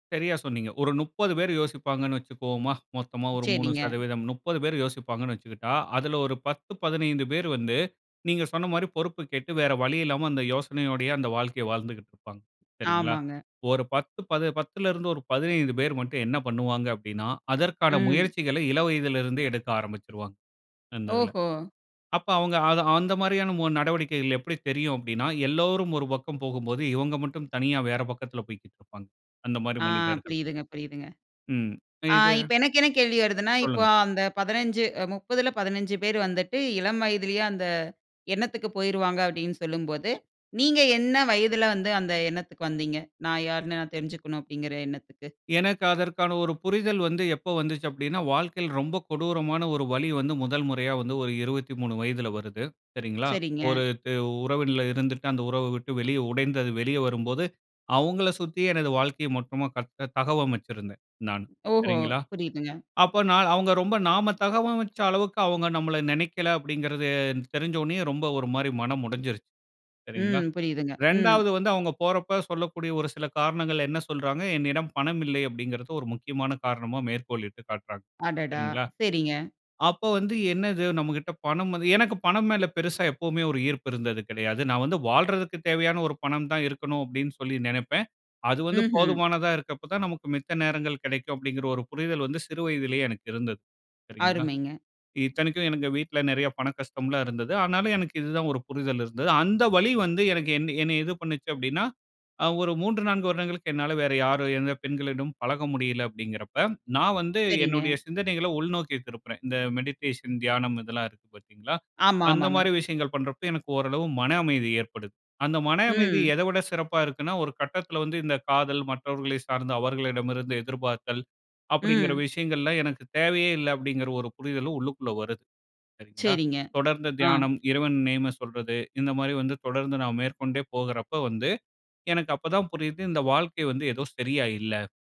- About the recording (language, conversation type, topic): Tamil, podcast, வேலைக்கும் வாழ்க்கைக்கும் ஒரே அர்த்தம்தான் உள்ளது என்று நீங்கள் நினைக்கிறீர்களா?
- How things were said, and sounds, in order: other noise; other background noise; "நான்" said as "நாள்"; drawn out: "அப்படிங்கிறது"; tapping; in English: "மெடிடேஷன்"